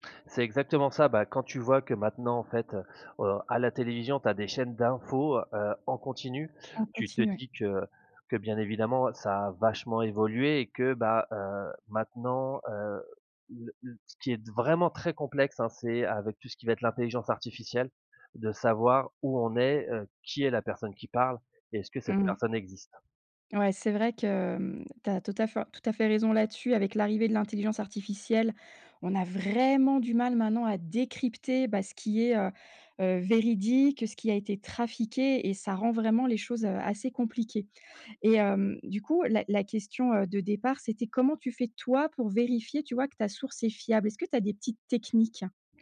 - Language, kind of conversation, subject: French, podcast, Comment repères-tu si une source d’information est fiable ?
- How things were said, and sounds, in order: stressed: "vraiment"; stressed: "décrypter"